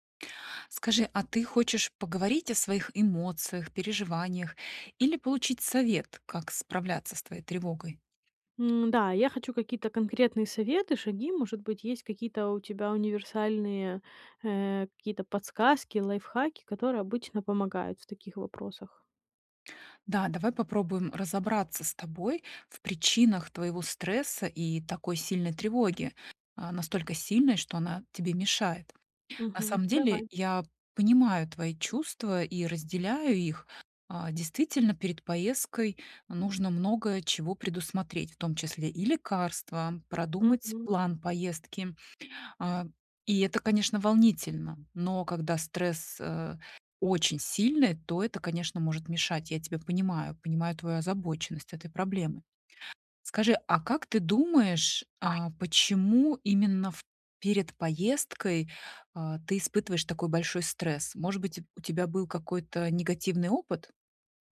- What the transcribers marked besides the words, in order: tapping
- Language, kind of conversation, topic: Russian, advice, Как мне уменьшить тревогу и стресс перед предстоящей поездкой?